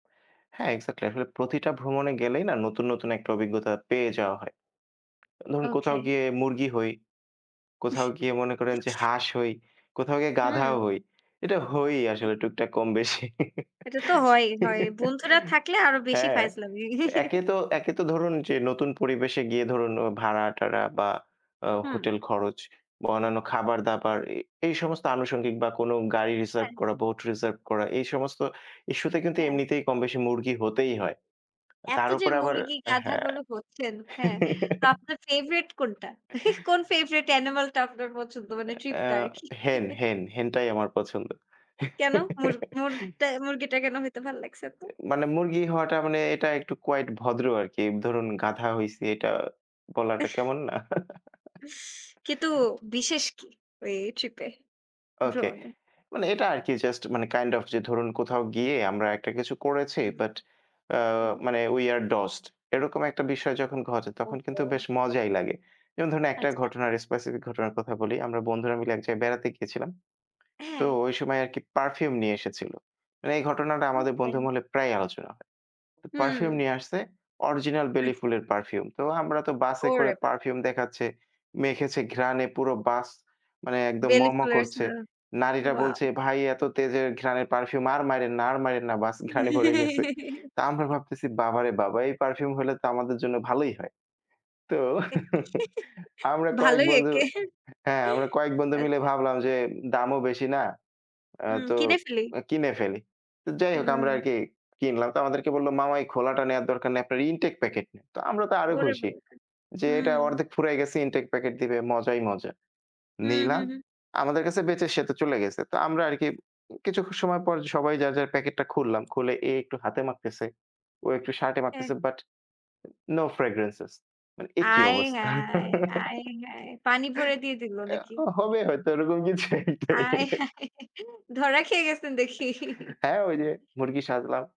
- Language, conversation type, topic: Bengali, unstructured, আপনি কি মনে করেন, ভ্রমণ জীবনের গল্প গড়ে তোলে?
- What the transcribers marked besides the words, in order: in English: "এক্সাক্টলি"; other noise; other background noise; chuckle; laugh; chuckle; in English: "ট্রিপ"; chuckle; laugh; in English: "হেন, হেন, হেন"; laugh; in English: "কুয়াইট"; chuckle; chuckle; in English: "উই আর ডসড"; in English: "স্পেসিফিক"; tapping; unintelligible speech; laugh; chuckle; chuckle; laugh; unintelligible speech; in English: "বাট নো ফ্রেগ্রেন্সেস"; laugh; laughing while speaking: "এরকম কিছু একটাই"; chuckle; laughing while speaking: "দেখি"